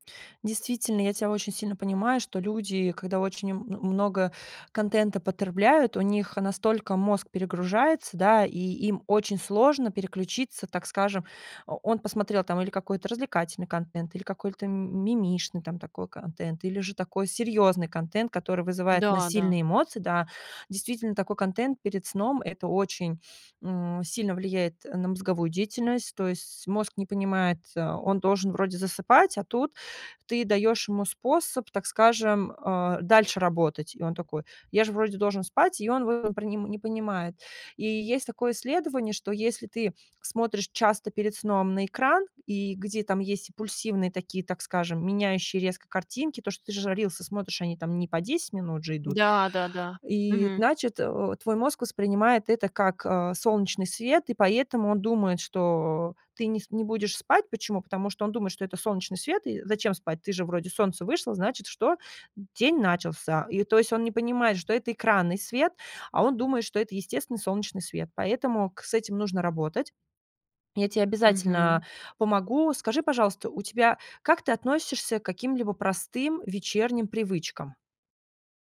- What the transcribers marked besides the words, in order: tapping
- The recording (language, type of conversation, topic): Russian, advice, Почему мне трудно заснуть после долгого времени перед экраном?